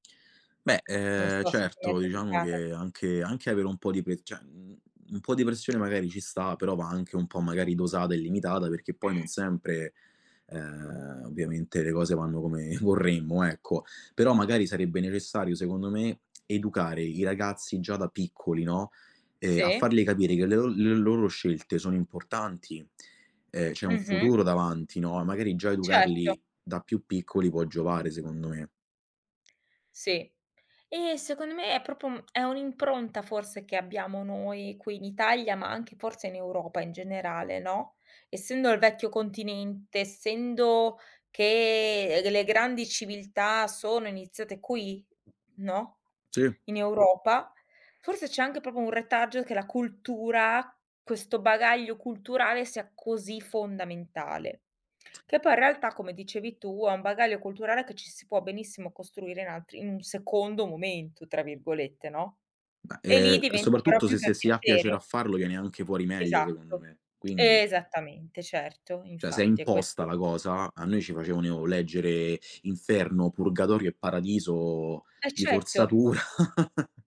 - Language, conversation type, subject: Italian, podcast, Che cosa significa per te imparare per piacere e non per il voto?
- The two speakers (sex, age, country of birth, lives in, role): female, 40-44, Italy, Germany, host; male, 25-29, Italy, Italy, guest
- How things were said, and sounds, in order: "cioè" said as "ceh"; other noise; chuckle; tapping; "proprio" said as "propro"; drawn out: "che"; tongue click; other background noise; "proprio" said as "propo"; "Cioè" said as "ceh"; "facevano" said as "facevaneo"; laughing while speaking: "forzatura"; chuckle